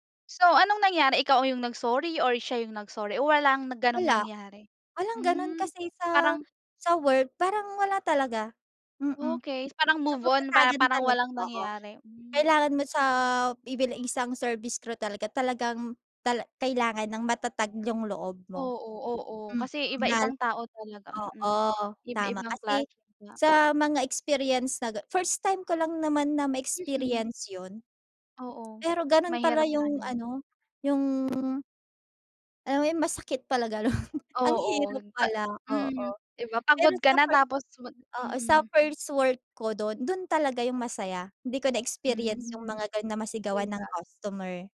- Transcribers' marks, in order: laughing while speaking: "ganun"
- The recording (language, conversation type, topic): Filipino, podcast, Ano ang pinakamalaking hamon na naranasan mo sa trabaho?